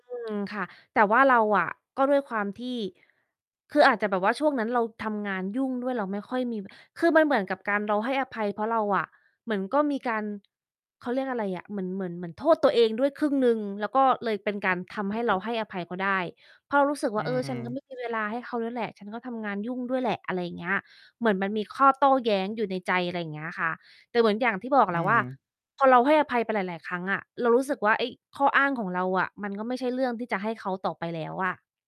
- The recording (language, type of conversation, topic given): Thai, unstructured, คุณคิดว่าการให้อภัยช่วยคลี่คลายความขัดแย้งได้จริงไหม?
- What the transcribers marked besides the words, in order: other background noise; distorted speech